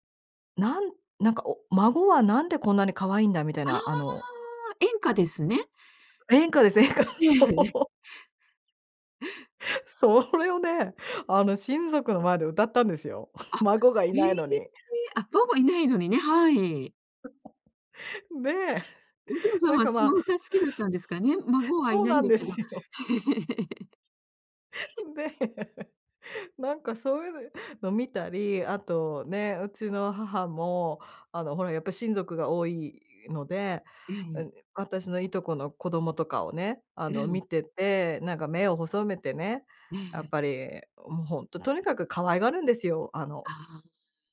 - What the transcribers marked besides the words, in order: other background noise; tapping; laughing while speaking: "演歌。そう"; chuckle; laughing while speaking: "で、なんかまあ"; chuckle; laughing while speaking: "ですよ"; laugh; chuckle; laughing while speaking: "で"
- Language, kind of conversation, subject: Japanese, podcast, 子どもを持つか迷ったとき、どう考えた？